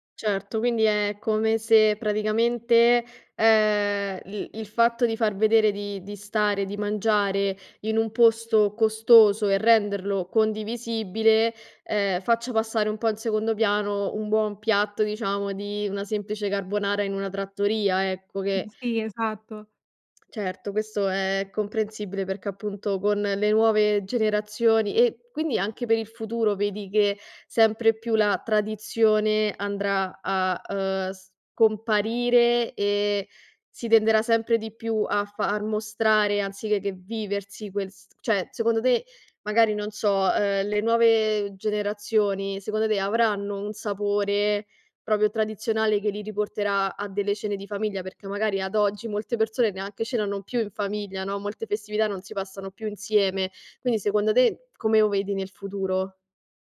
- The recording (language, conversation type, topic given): Italian, podcast, Quali sapori ti riportano subito alle cene di famiglia?
- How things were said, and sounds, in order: other background noise; "cioè" said as "ceh"; "proprio" said as "propio"